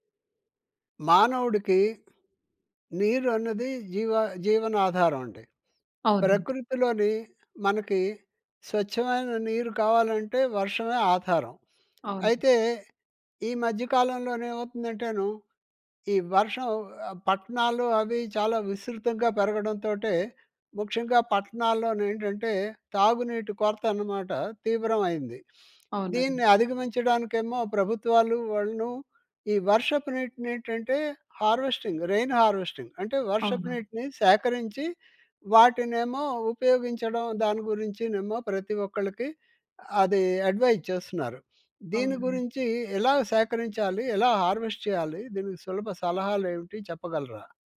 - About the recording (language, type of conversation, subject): Telugu, podcast, వర్షపు నీటిని సేకరించడానికి మీకు తెలియిన సులభమైన చిట్కాలు ఏమిటి?
- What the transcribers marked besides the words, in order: tapping; other background noise; in English: "హార్వెస్టింగ్, రెయిన్ హార్వెస్టింగ్"; in English: "అడ్వైస్"; in English: "హార్వెస్ట్"